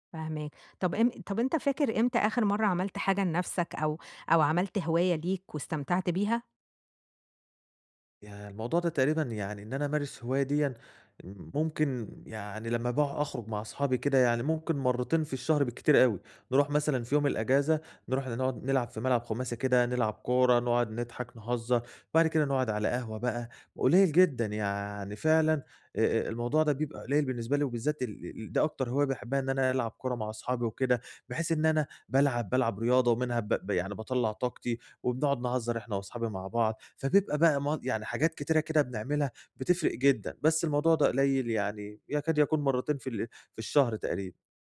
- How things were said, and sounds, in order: none
- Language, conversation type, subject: Arabic, advice, إزاي أوازن بين التزاماتي اليومية ووقتي لهواياتي بشكل مستمر؟